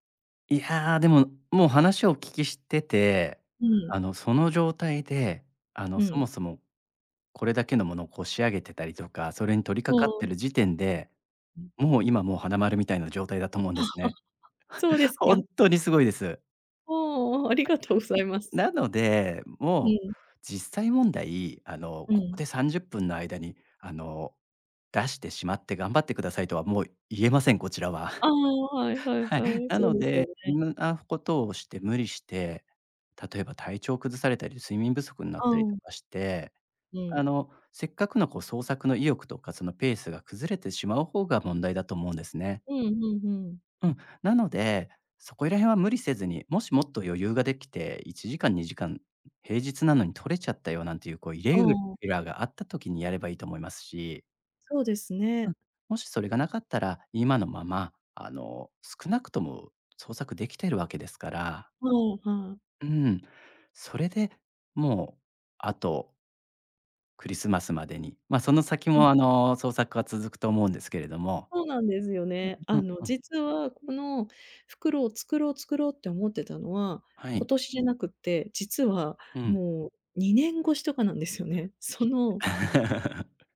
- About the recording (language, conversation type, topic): Japanese, advice, 日常の忙しさで創作の時間を確保できない
- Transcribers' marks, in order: giggle; chuckle; laughing while speaking: "ああ、ありがとうございます"; unintelligible speech; chuckle; other background noise; laugh